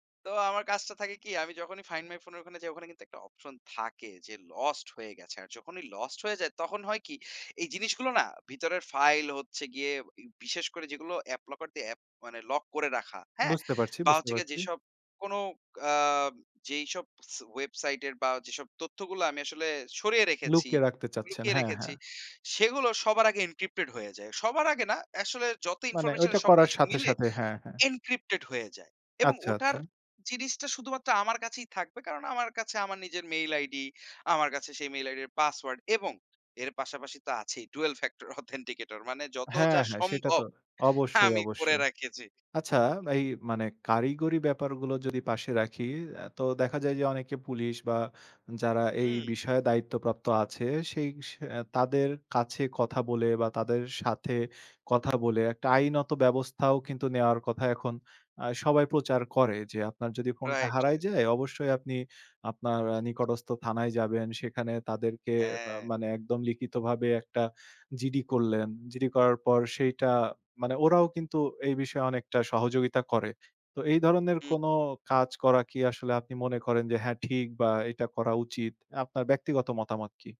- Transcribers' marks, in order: in English: "ফাইন্ড মাই ফোন"; in English: "ডুয়েল ফ্যাক্টর অথেন্টিকেটর"; laughing while speaking: "আমি করে রাখেছি"; "রেখেছি" said as "রাখেছি"; chuckle
- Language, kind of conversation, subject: Bengali, podcast, ফোন ব্যবহারের ক্ষেত্রে আপনি কীভাবে নিজের গোপনীয়তা বজায় রাখেন?